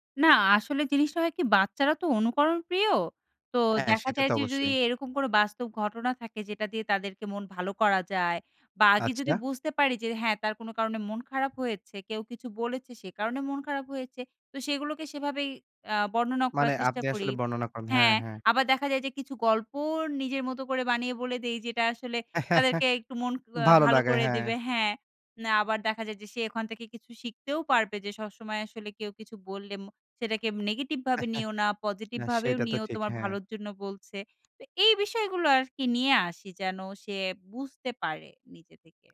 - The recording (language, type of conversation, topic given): Bengali, podcast, বাচ্চাদের আবেগ বুঝতে আপনি কীভাবে তাদের সঙ্গে কথা বলেন?
- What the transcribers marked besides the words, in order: chuckle; chuckle